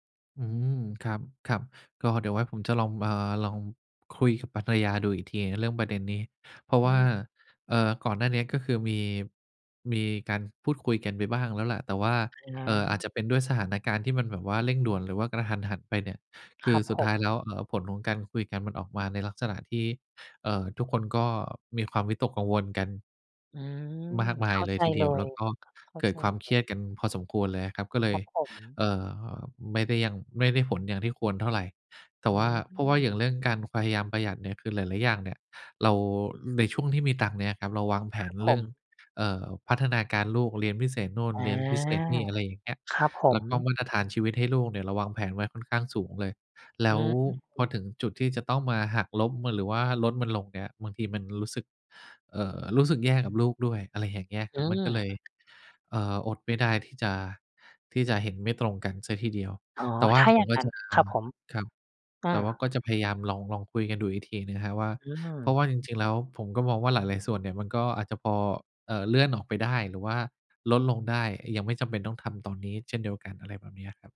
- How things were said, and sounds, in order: tapping; other background noise
- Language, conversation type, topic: Thai, advice, คุณมีประสบการณ์อย่างไรกับการตกงานกะทันหันและความไม่แน่นอนเรื่องรายได้?